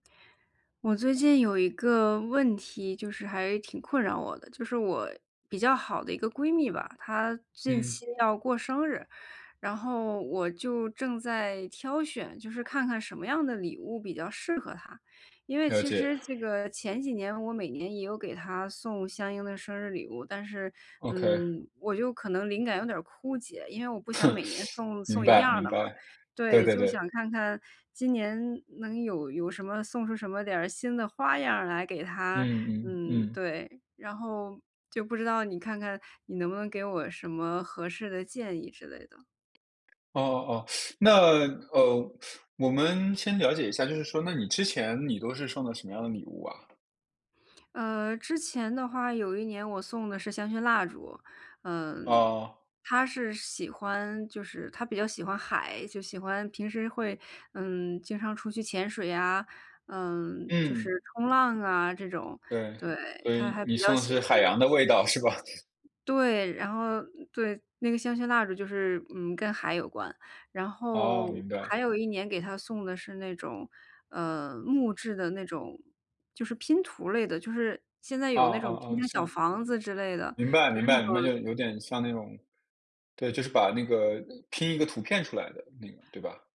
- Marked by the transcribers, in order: chuckle; teeth sucking; laughing while speaking: "是吧？"
- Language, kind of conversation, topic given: Chinese, advice, 我该如何为亲友挑选合适的礼物？